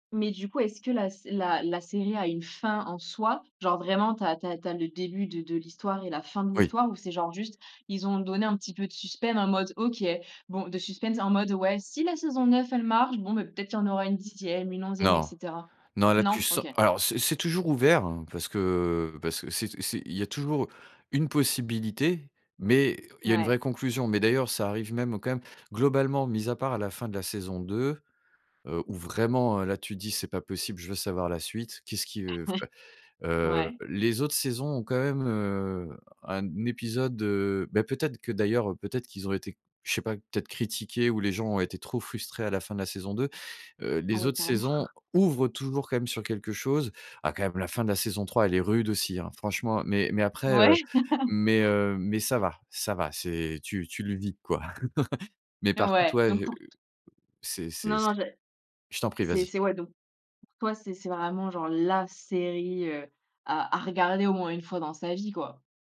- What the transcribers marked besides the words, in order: "suspense" said as "suspen"; chuckle; chuckle; laugh; chuckle; stressed: "la"
- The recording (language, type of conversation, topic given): French, podcast, Quelle série télévisée t’a scotché devant l’écran, et pourquoi ?